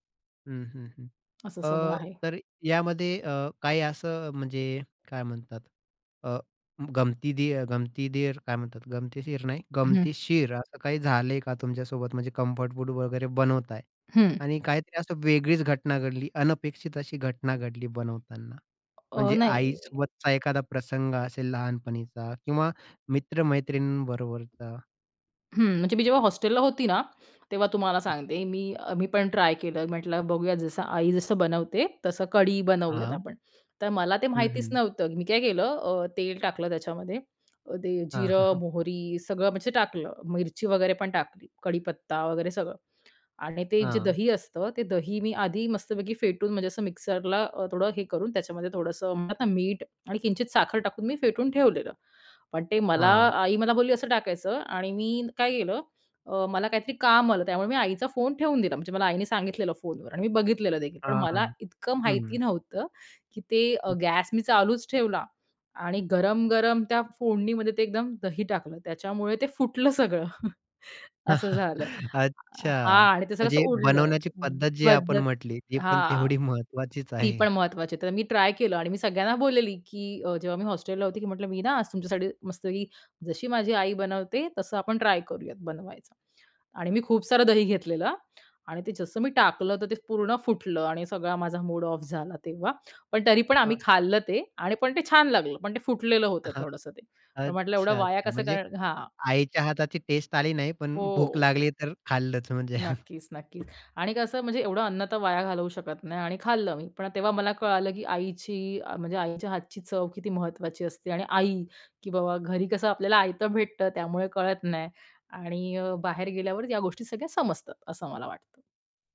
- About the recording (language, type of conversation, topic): Marathi, podcast, तुमचं ‘मनाला दिलासा देणारं’ आवडतं अन्न कोणतं आहे, आणि ते तुम्हाला का आवडतं?
- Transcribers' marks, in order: tapping; other background noise; in English: "कम्फर्ट"; chuckle; chuckle